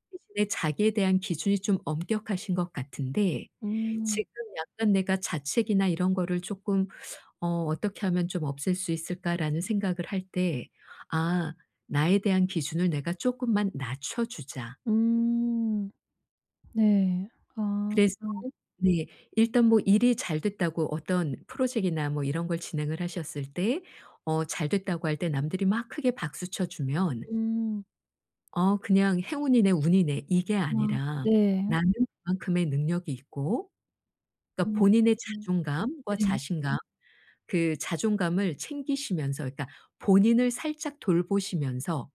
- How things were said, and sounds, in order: put-on voice: "Project이나"; other background noise
- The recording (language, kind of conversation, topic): Korean, advice, 자기의심을 줄이고 자신감을 키우려면 어떻게 해야 하나요?